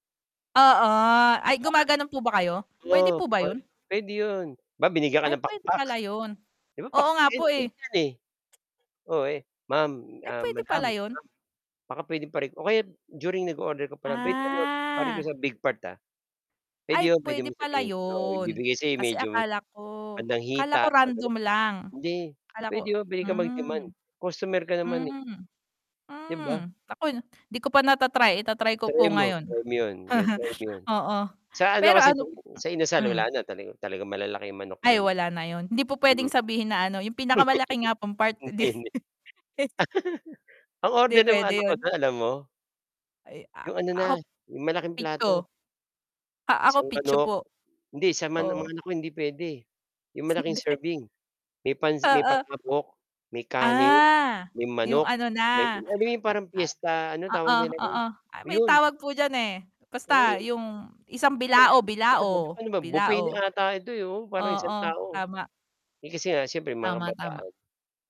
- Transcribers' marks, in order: static; distorted speech; tapping; drawn out: "Ah"; unintelligible speech; chuckle; unintelligible speech; chuckle; laughing while speaking: "Hindi"; other background noise; unintelligible speech
- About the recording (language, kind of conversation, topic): Filipino, unstructured, Ano ang masasabi mo sa sobrang pagmahal ng pagkain sa mga mabilisang kainan?